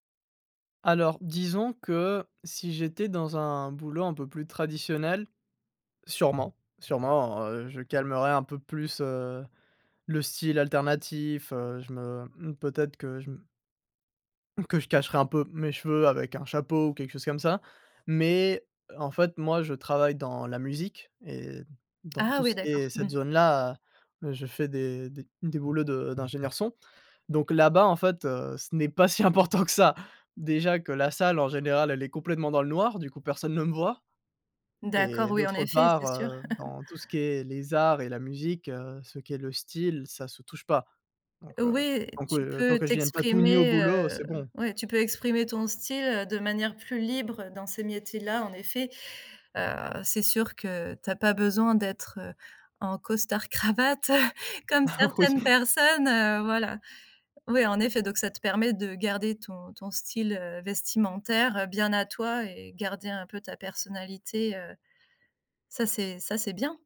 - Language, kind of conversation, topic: French, podcast, Ton style reflète-t-il ta culture ou tes origines ?
- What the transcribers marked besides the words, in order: tapping; other background noise; laughing while speaking: "si important que ça"; chuckle; laughing while speaking: "cravate"; laughing while speaking: "Ah oui"